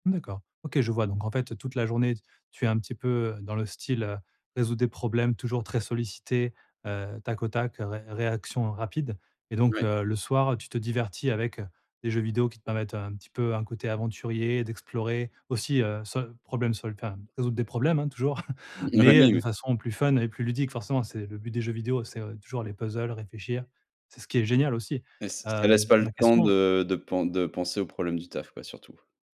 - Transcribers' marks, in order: chuckle
- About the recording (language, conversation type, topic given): French, advice, Comment trouver un équilibre entre le repos nécessaire et mes responsabilités professionnelles ?